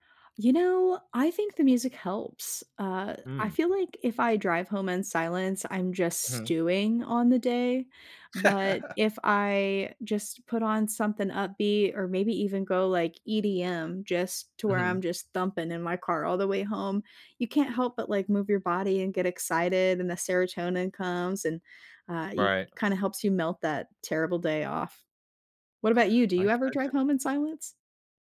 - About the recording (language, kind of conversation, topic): English, unstructured, What small rituals can I use to reset after a stressful day?
- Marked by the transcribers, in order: laugh